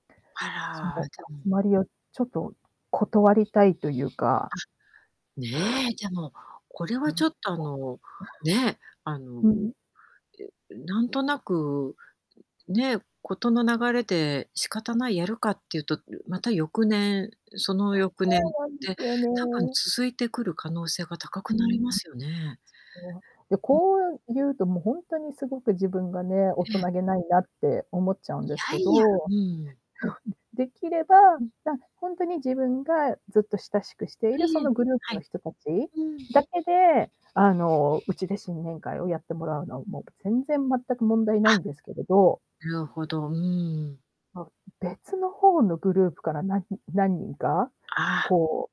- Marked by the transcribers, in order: unintelligible speech; chuckle; other background noise
- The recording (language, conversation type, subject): Japanese, advice, 飲み会や集まりの誘いを、角が立たないように上手に断るにはどうすればいいですか？